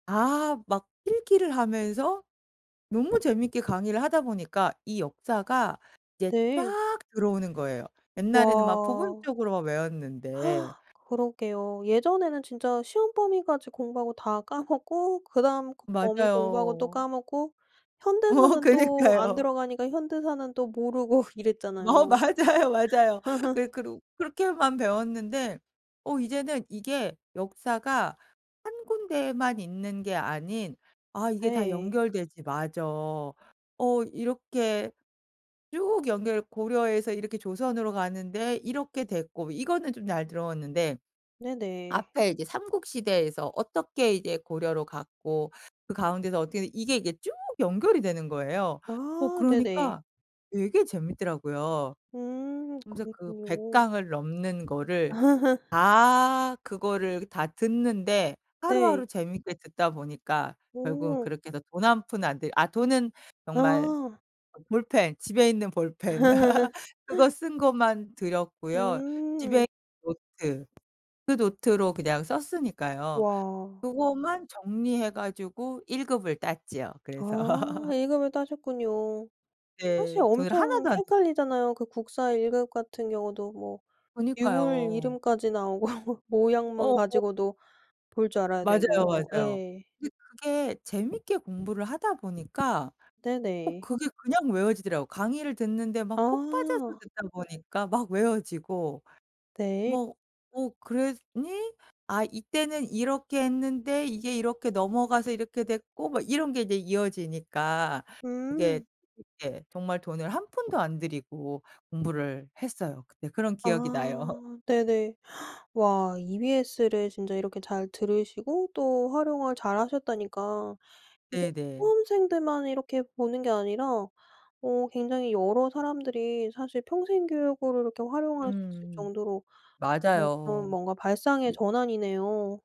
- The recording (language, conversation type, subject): Korean, podcast, 돈을 들이지 않고도 오늘 당장 시작할 수 있는 방법이 무엇인가요?
- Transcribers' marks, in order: other background noise; gasp; laughing while speaking: "어 그니까요"; laughing while speaking: "모르고"; laughing while speaking: "어 맞아요, 맞아요"; laugh; inhale; laugh; laugh; tapping; laugh; laughing while speaking: "나오고"; laughing while speaking: "나요"; gasp